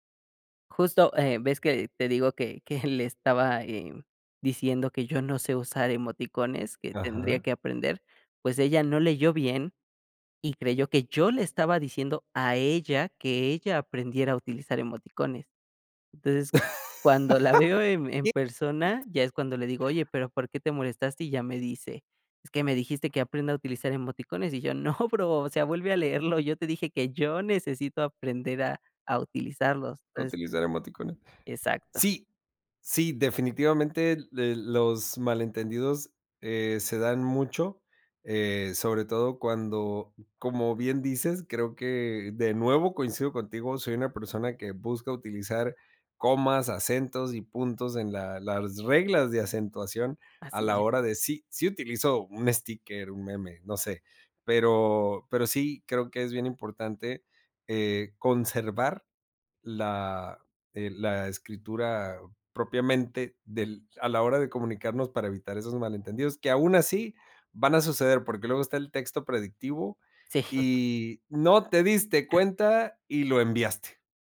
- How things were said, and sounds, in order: laugh; unintelligible speech; laughing while speaking: "no bro"; laughing while speaking: "Sí"
- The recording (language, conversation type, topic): Spanish, podcast, ¿Prefieres comunicarte por llamada, mensaje o nota de voz?